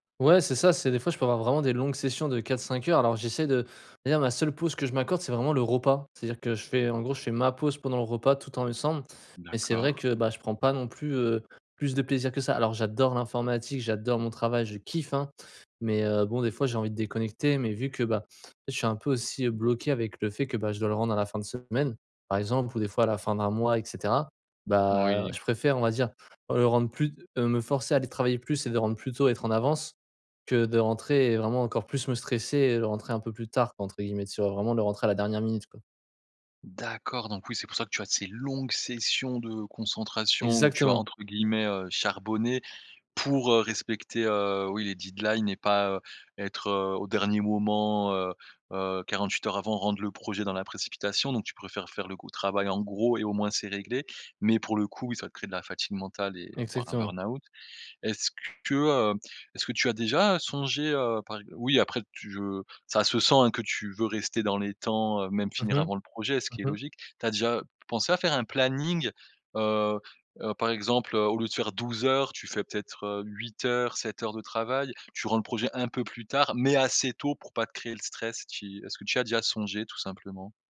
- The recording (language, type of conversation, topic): French, advice, Comment prévenir la fatigue mentale et le burn-out après de longues sessions de concentration ?
- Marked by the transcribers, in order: other background noise; stressed: "longues"; in English: "didlines"; "deadlines" said as "didlines"